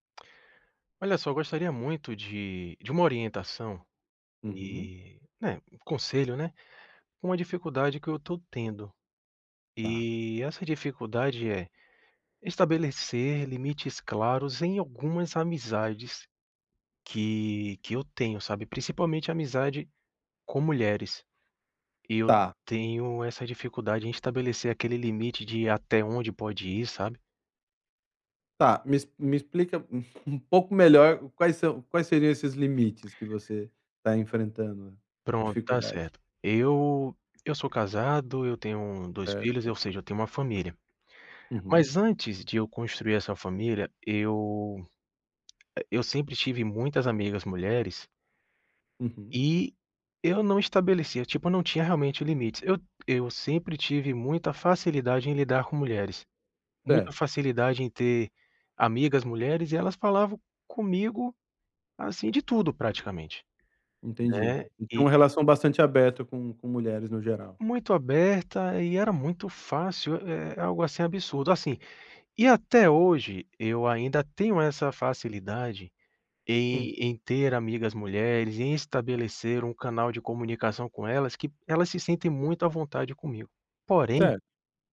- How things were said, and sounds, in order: chuckle; tapping
- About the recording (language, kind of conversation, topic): Portuguese, advice, Como posso estabelecer limites claros no início de um relacionamento?